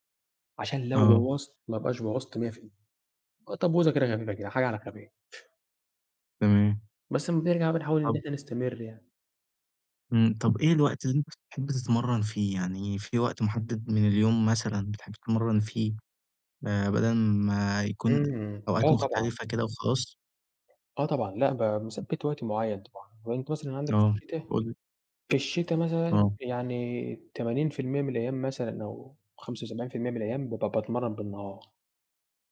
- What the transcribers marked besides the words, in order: other background noise; tapping
- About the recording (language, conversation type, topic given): Arabic, podcast, إزاي تحافظ على نشاطك البدني من غير ما تروح الجيم؟